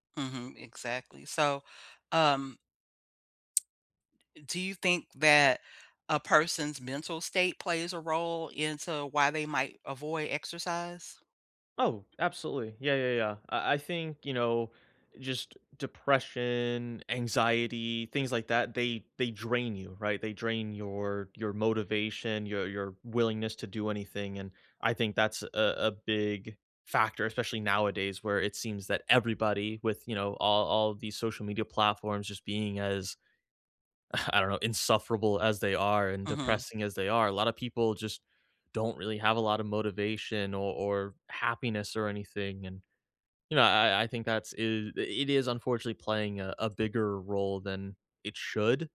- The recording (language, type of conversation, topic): English, unstructured, How can I start exercising when I know it's good for me?
- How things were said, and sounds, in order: chuckle